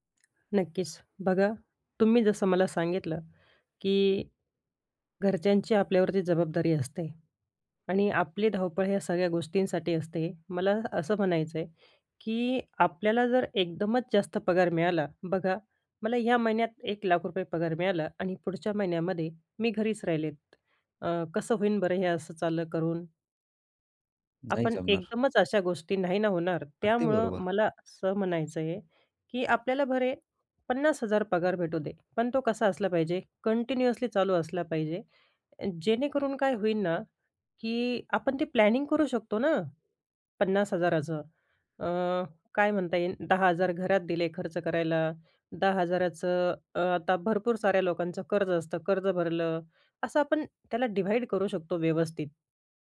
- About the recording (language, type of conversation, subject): Marathi, podcast, नोकरी निवडताना तुमच्यासाठी जास्त पगार महत्त्वाचा आहे की करिअरमधील वाढ?
- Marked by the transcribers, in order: tapping; in English: "कंटिन्युअसली"; in English: "प्लॅनिंग"; in English: "डिव्हाईड"